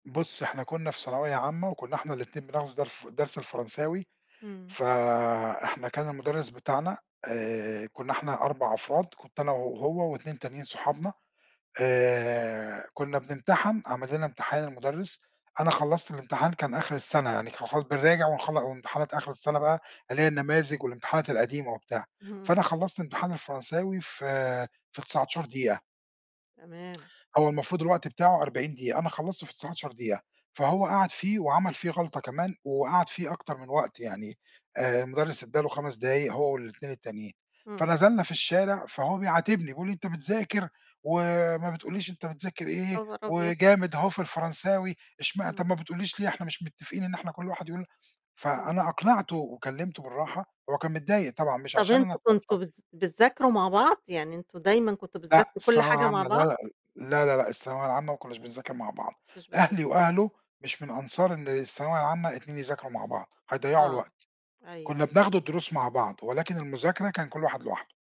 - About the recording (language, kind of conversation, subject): Arabic, podcast, إحكي لنا عن تجربة أثّرت على صداقاتك؟
- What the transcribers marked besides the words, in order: tapping; unintelligible speech